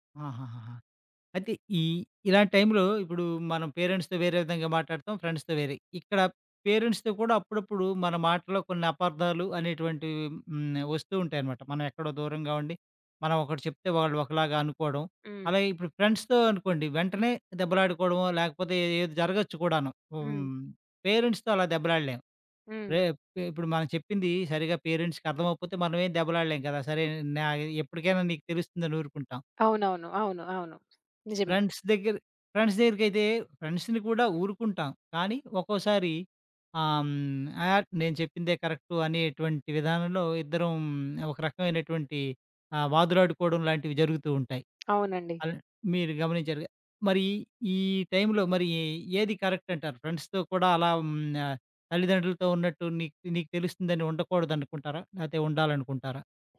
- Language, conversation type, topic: Telugu, podcast, ఒకే మాటను ఇద్దరు వేర్వేరు అర్థాల్లో తీసుకున్నప్పుడు మీరు ఎలా స్పందిస్తారు?
- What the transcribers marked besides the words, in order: in English: "పేరెంట్స్‌తో"; in English: "ఫ్రెండ్స్‌తో"; in English: "పేరెంట్స్‌తో"; in English: "ఫ్రెండ్స్‌తో"; in English: "పేరెంట్స్‌తో"; in English: "పేరెంట్స్‌కి"; other background noise; in English: "ఫ్రెండ్స్"; in English: "ఫ్రెండ్స్"; in English: "ఫ్రెండ్స్‌ని"; in English: "కరెక్ట్"; in English: "ఫ్రెండ్స్‌తో"